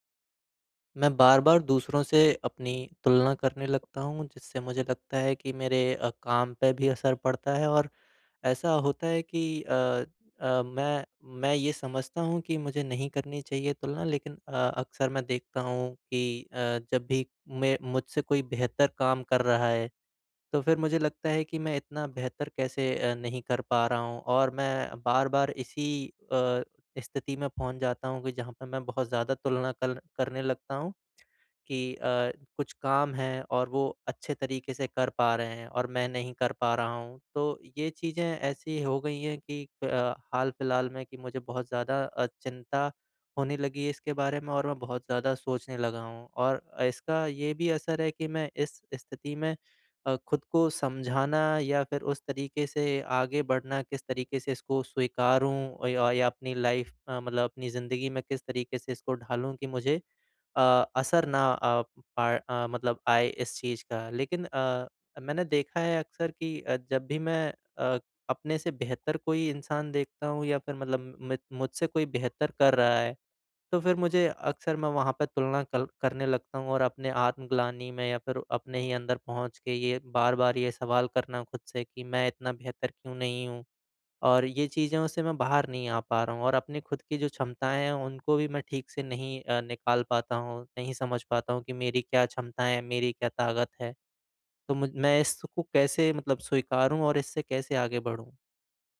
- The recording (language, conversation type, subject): Hindi, advice, मैं दूसरों से तुलना करना छोड़कर अपनी ताकतों को कैसे स्वीकार करूँ?
- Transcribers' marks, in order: other background noise; in English: "लाइफ़"; tapping